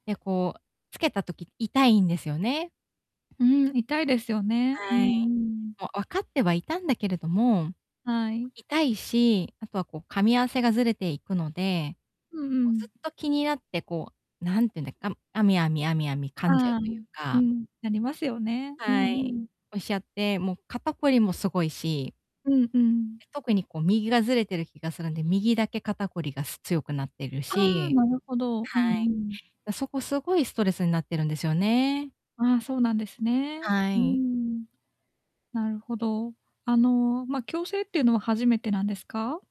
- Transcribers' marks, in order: distorted speech; other background noise
- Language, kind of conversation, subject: Japanese, advice, 変化による不安やストレスには、どのように対処すればよいですか？